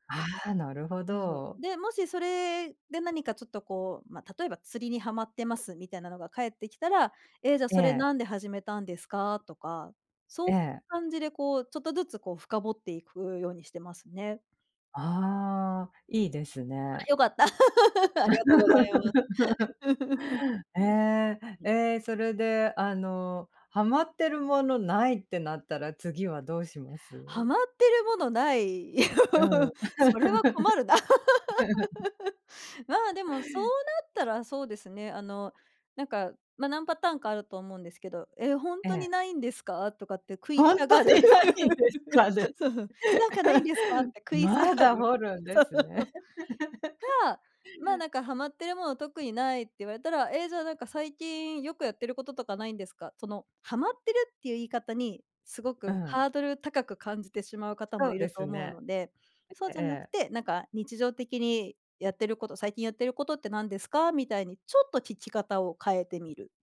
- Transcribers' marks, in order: laugh; unintelligible speech; laugh; laugh; laughing while speaking: "本当にないんですかね。まだ掘るんですね"; laughing while speaking: "そう"; laugh
- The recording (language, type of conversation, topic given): Japanese, podcast, 相手が話したくなる質問とはどんなものですか？